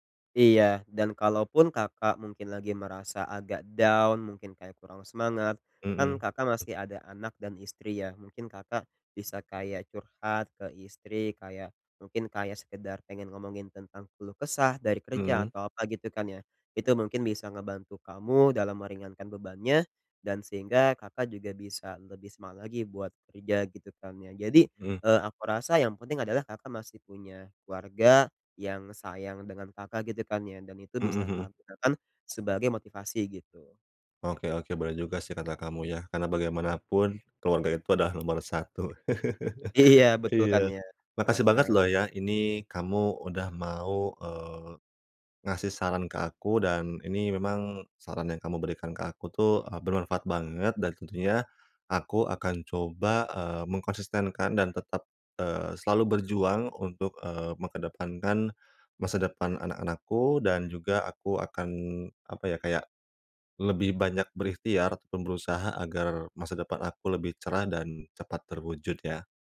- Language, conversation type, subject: Indonesian, advice, Bagaimana cara mengelola kekecewaan terhadap masa depan saya?
- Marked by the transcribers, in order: in English: "down"; other background noise; chuckle; "mengedepankan" said as "mekedepankan"